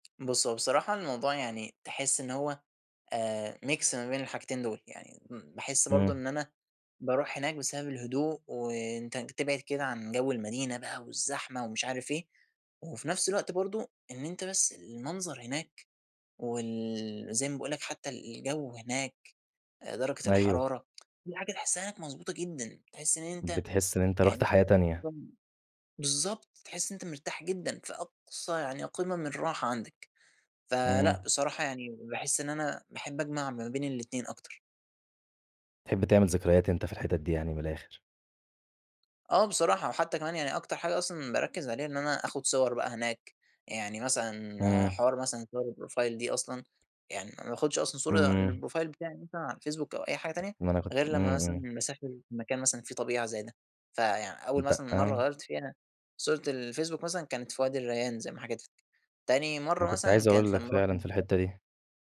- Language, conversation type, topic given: Arabic, podcast, إيه أجمل مكان طبيعي زرته قبل كده، وليه ساب فيك أثر؟
- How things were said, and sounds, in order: tapping; in English: "ميكس"; tsk; unintelligible speech; in English: "الProfile"; in English: "للProfile"; unintelligible speech